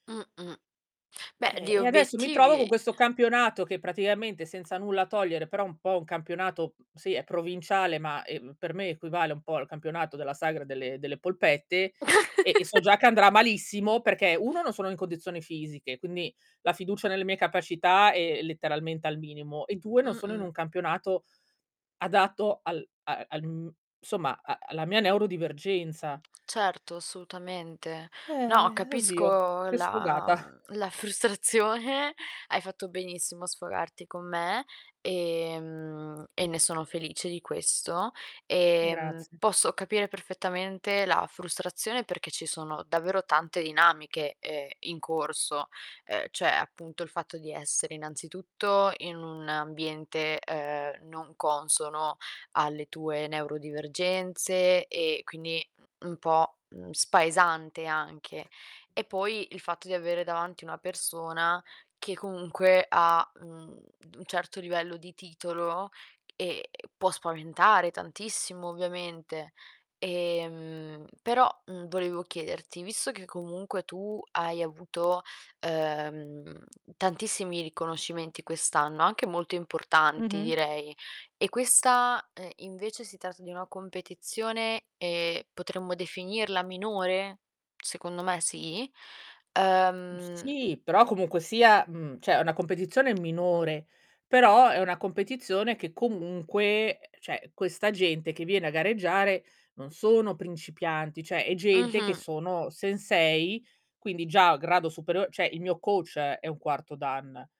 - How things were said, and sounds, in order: tapping; other noise; laugh; other background noise; lip smack; laughing while speaking: "frustrazione"; "cioè" said as "ceh"; distorted speech; "cioè" said as "ceh"; "cioè" said as "ceh"; "cioè" said as "ceh"
- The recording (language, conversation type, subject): Italian, advice, Come posso superare la mancanza di fiducia nelle mie capacità per raggiungere un nuovo obiettivo?